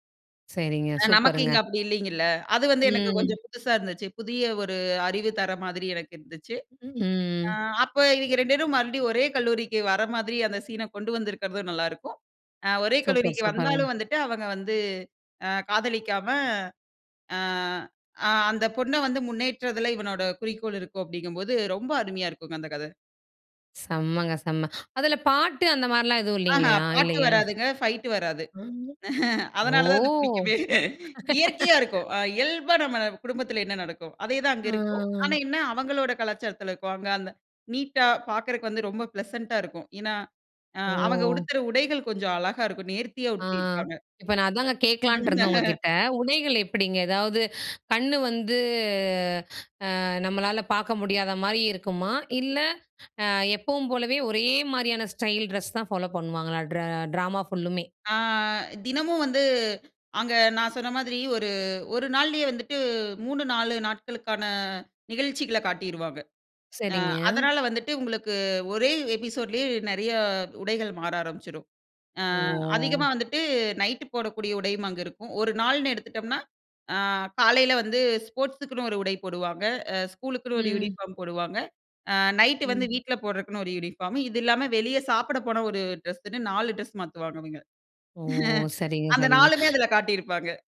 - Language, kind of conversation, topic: Tamil, podcast, ஒரு திரைப்படத்தை மீண்டும் பார்க்க நினைக்கும் காரணம் என்ன?
- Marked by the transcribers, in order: chuckle; drawn out: "ஓ!"; laugh; breath; drawn out: "ஆ"; laugh; drawn out: "வந்து"; other noise; drawn out: "ஆ"; chuckle